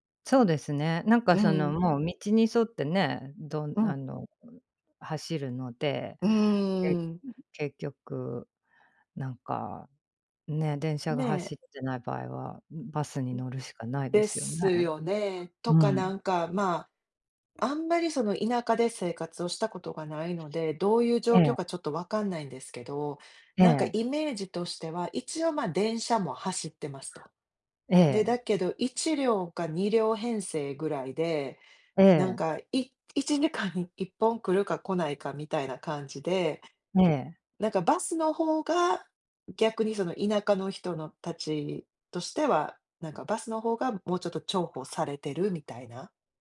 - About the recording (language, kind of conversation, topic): Japanese, unstructured, 電車とバスでは、どちらの移動手段がより便利ですか？
- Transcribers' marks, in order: other background noise; tapping